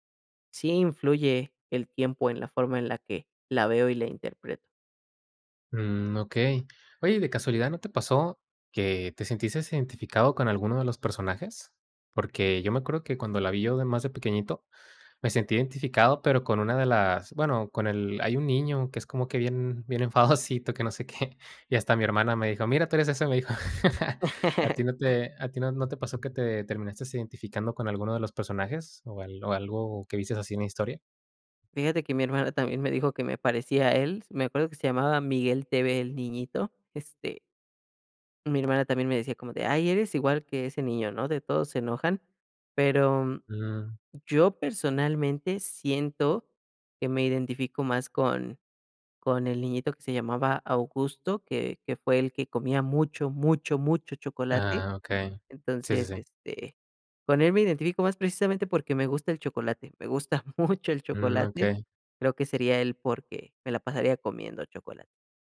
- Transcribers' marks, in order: laughing while speaking: "enfadosito, que no sé qué"; laugh; giggle
- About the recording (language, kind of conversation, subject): Spanish, podcast, ¿Qué película te marcó de joven y por qué?